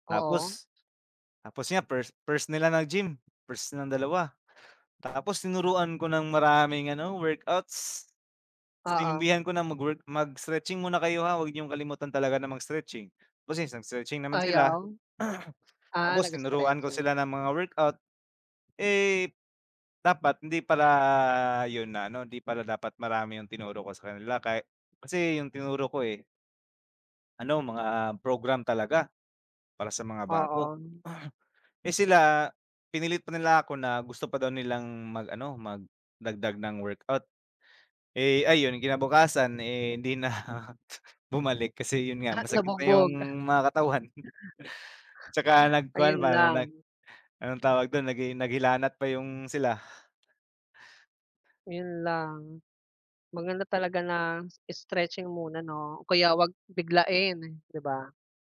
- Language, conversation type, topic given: Filipino, unstructured, Ano ang paborito mong libangan, at bakit?
- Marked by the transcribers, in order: other background noise; throat clearing; throat clearing; chuckle